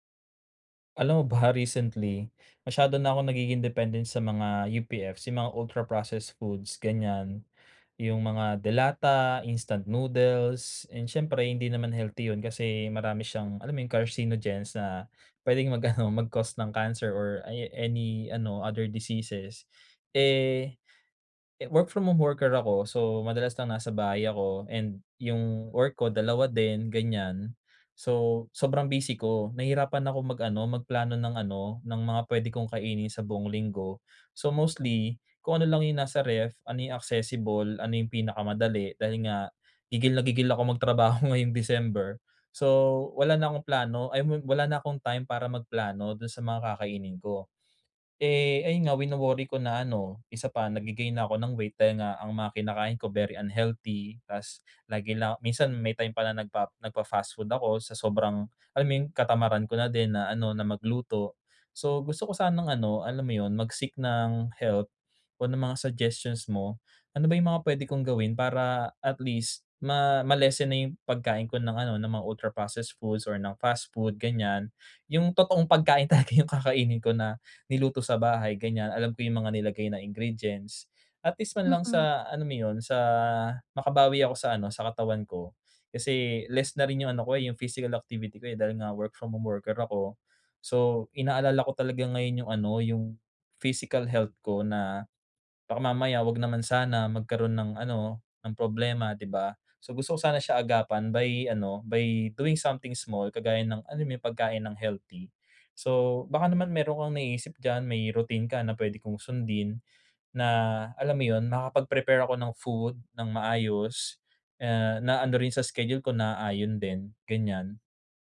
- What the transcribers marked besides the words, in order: in English: "carcinogens"; laughing while speaking: "mag-ano"; laughing while speaking: "ngayong"; laughing while speaking: "talaga"
- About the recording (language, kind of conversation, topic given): Filipino, advice, Paano ako makakaplano ng mga pagkain para sa buong linggo?